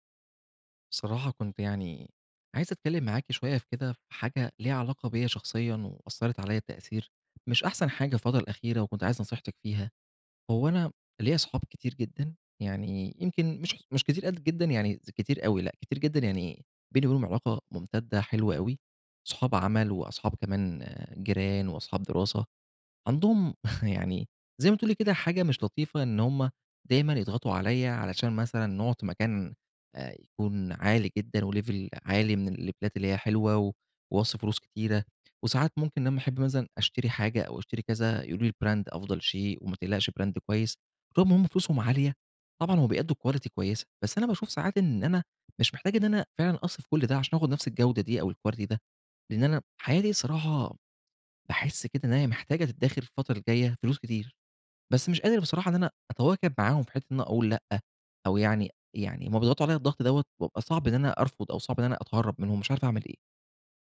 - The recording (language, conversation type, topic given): Arabic, advice, إزاي أتعامل مع ضغط صحابي عليّا إني أصرف عشان أحافظ على شكلي قدام الناس؟
- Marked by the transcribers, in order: tapping; chuckle; in English: "وlevel"; in English: "الليفيلات"; in English: "brand"; in English: "brand"; in English: "quality"; in English: "الquilty"